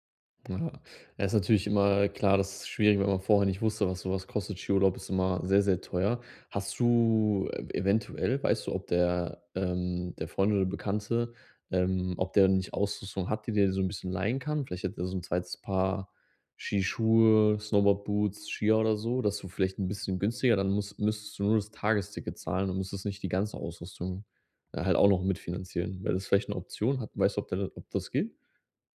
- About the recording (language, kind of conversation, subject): German, advice, Wie kann ich trotz begrenztem Budget und wenig Zeit meinen Urlaub genießen?
- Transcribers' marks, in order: none